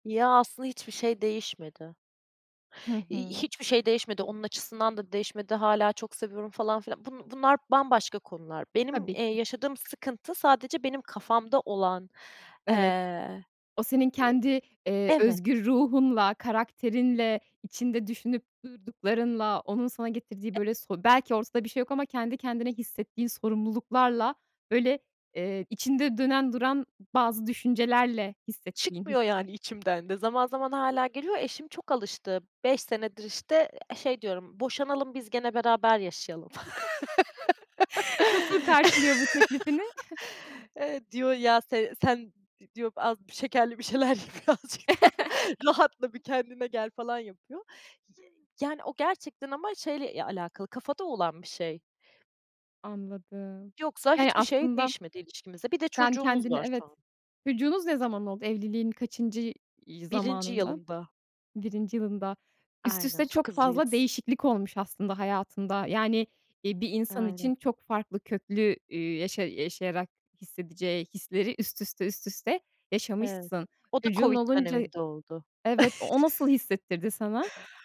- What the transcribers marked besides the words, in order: other background noise; chuckle; laugh; chuckle; laughing while speaking: "Birazcık daha, rahatla"; chuckle; chuckle
- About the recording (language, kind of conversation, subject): Turkish, podcast, Evlilik kararını vermekte seni en çok zorlayan şey neydi?